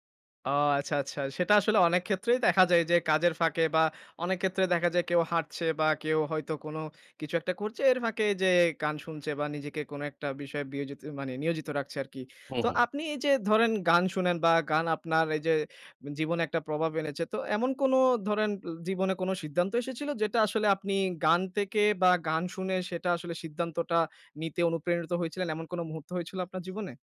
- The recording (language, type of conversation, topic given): Bengali, podcast, কোন গানটি আপনাকে অন্যরকম করে তুলেছিল, আর কীভাবে?
- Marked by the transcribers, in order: "ক্ষেত্রে" said as "কেত্রে"; "থেকে" said as "তেকে"